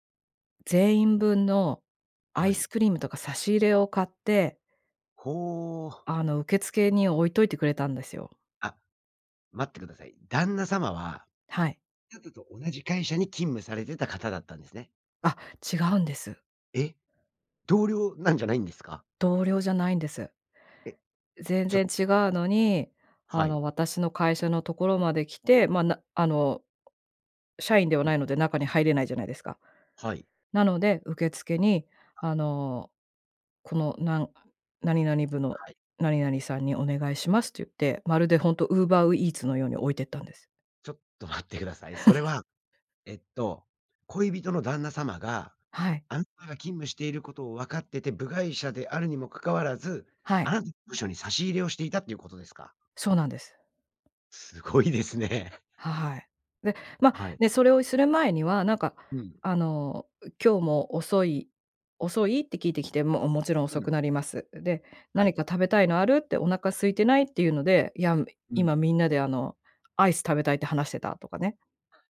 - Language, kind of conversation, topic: Japanese, podcast, 結婚や同棲を決めるとき、何を基準に判断しましたか？
- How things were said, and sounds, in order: unintelligible speech; unintelligible speech; tapping; other background noise; chuckle